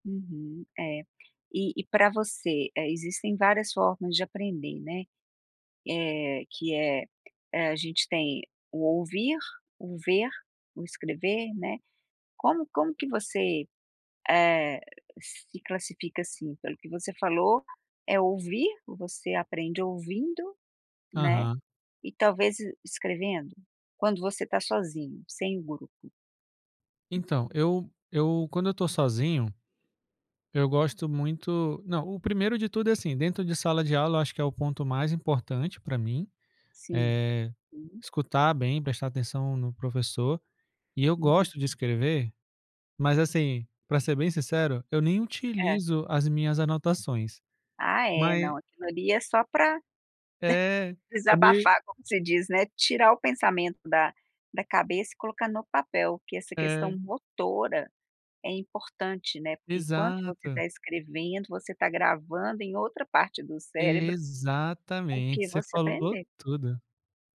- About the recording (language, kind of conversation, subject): Portuguese, podcast, Como você aprendeu a aprender de verdade?
- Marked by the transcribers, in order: tapping; chuckle